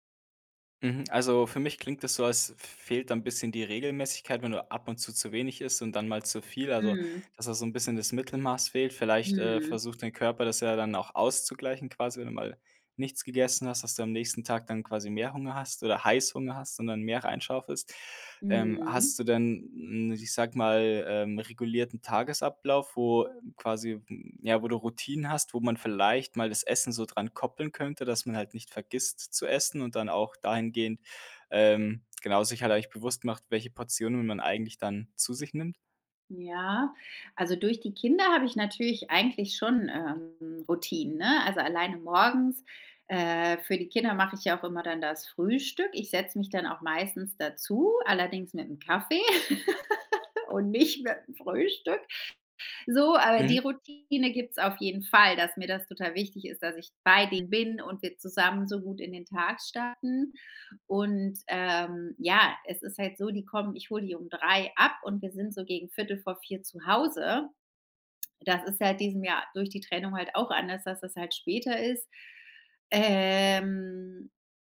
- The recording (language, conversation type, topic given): German, advice, Wie kann ich meine Essgewohnheiten und meinen Koffeinkonsum unter Stress besser kontrollieren?
- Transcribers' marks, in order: laugh; drawn out: "Ähm"